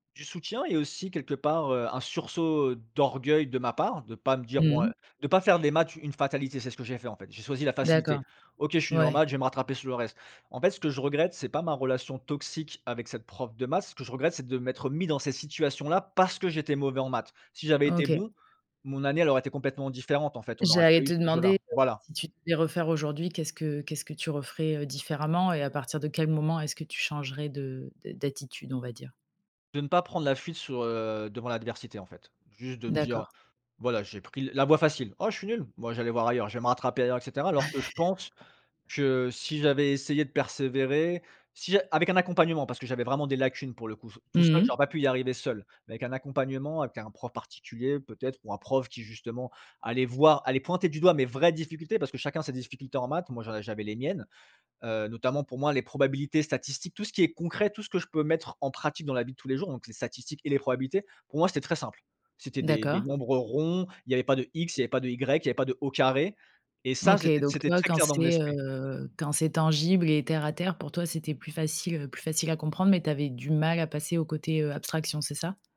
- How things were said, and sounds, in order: stressed: "parce que"; chuckle
- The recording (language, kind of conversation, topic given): French, podcast, Quel professeur t’a le plus marqué, et pourquoi ?
- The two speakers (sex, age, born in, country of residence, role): female, 35-39, France, France, host; male, 35-39, France, France, guest